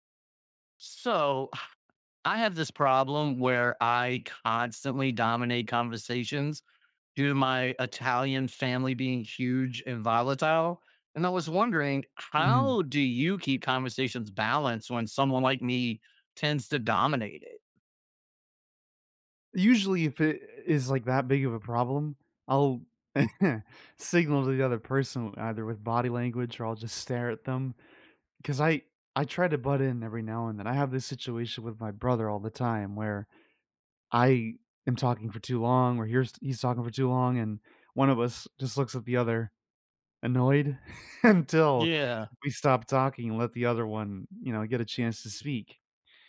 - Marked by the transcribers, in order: scoff; chuckle; chuckle
- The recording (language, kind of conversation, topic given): English, unstructured, How can I keep conversations balanced when someone else dominates?